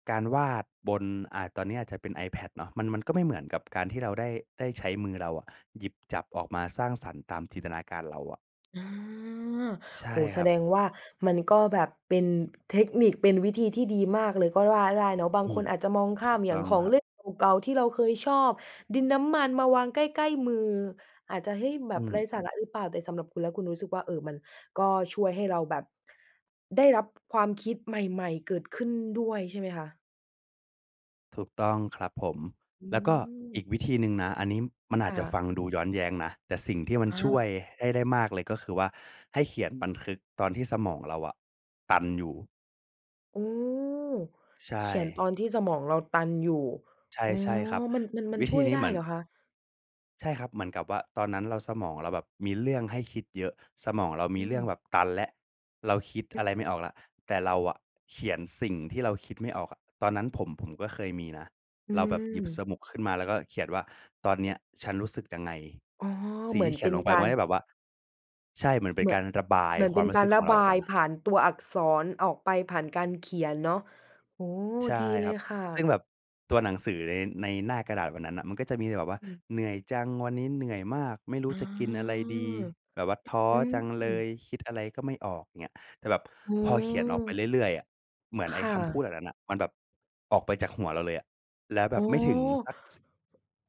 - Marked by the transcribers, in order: other background noise; "สมุด" said as "สมุก"; drawn out: "อ๋อ"
- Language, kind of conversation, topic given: Thai, podcast, เวลาที่ความคิดตัน คุณมักทำอะไรเพื่อเรียกความคิดสร้างสรรค์กลับมา?